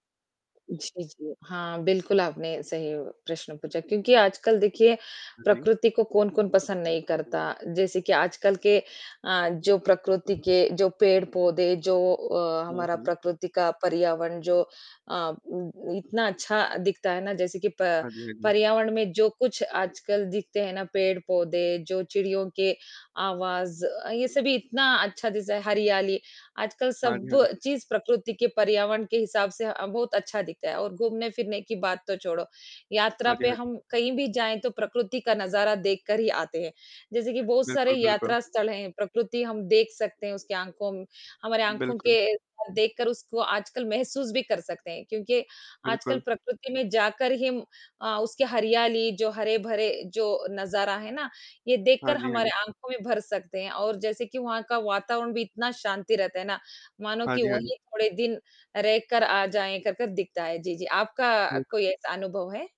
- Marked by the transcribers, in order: static; horn; other background noise
- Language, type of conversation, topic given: Hindi, unstructured, आपको प्रकृति में सबसे सुंदर चीज़ कौन-सी लगती है?